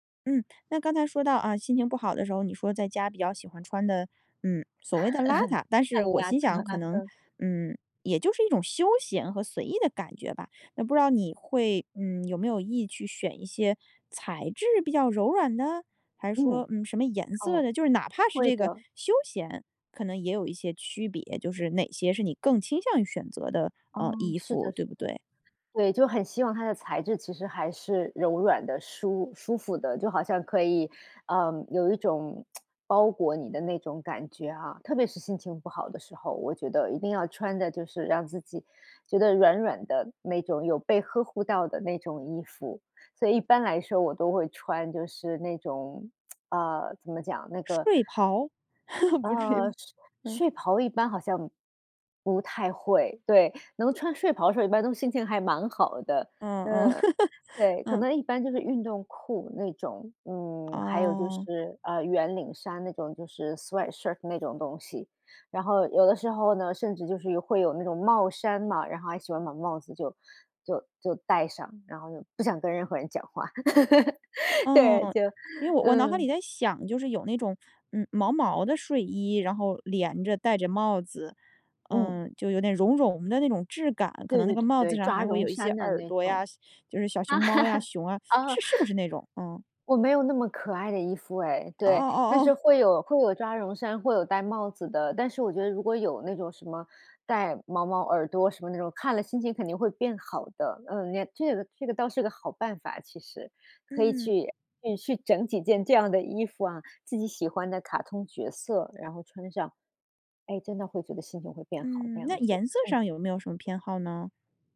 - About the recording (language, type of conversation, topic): Chinese, podcast, 当你心情不好时会怎么穿衣服？
- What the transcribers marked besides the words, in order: chuckle; other background noise; other noise; tsk; tsk; chuckle; chuckle; in English: "sweatshirt"; chuckle; chuckle